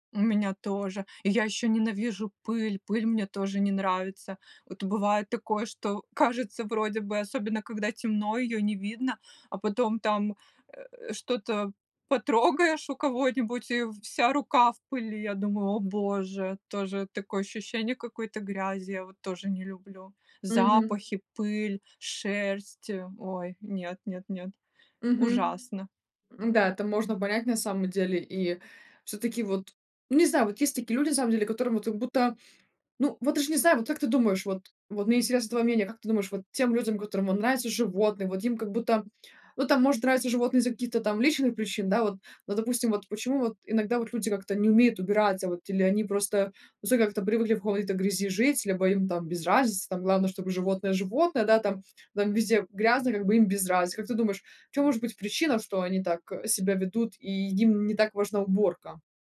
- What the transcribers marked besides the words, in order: unintelligible speech
- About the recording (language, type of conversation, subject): Russian, podcast, Как ты создаёшь уютное личное пространство дома?